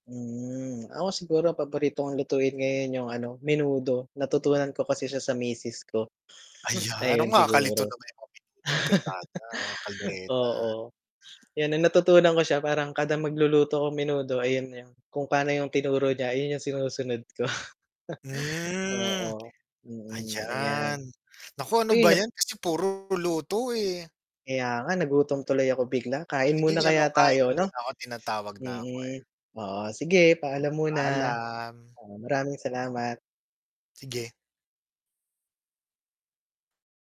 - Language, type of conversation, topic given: Filipino, unstructured, Ano ang unang pagkaing natutunan mong lutuin?
- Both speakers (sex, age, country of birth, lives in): male, 35-39, Philippines, Philippines; male, 35-39, Philippines, Philippines
- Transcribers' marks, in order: distorted speech; chuckle; static; chuckle